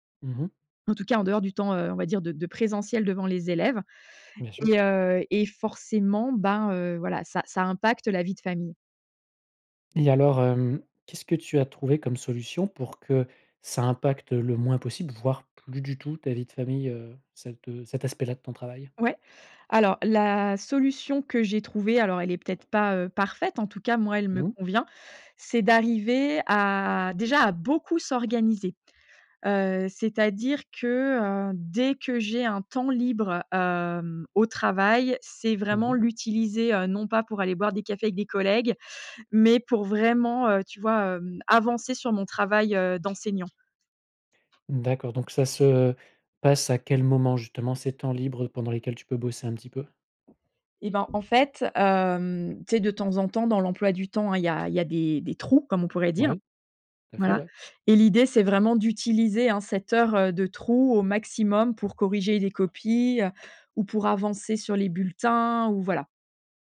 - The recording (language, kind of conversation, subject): French, podcast, Comment trouver un bon équilibre entre le travail et la vie de famille ?
- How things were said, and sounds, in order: stressed: "parfaite"; other background noise; stressed: "beaucoup"; tapping